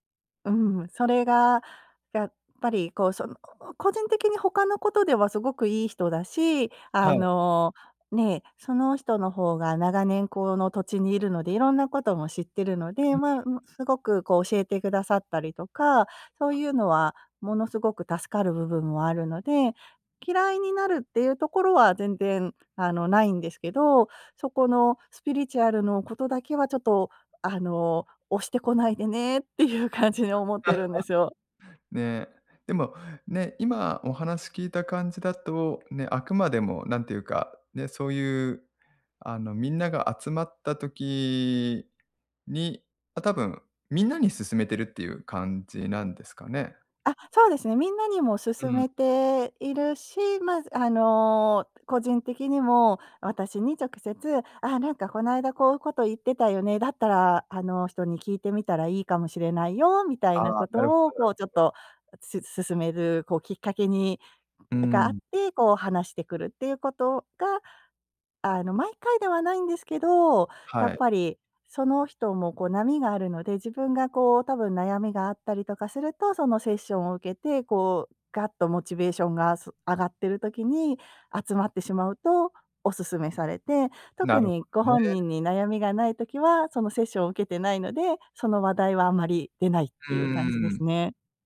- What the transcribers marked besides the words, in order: other background noise; other noise; laugh
- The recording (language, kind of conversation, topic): Japanese, advice, 友人の行動が個人的な境界を越えていると感じたとき、どうすればよいですか？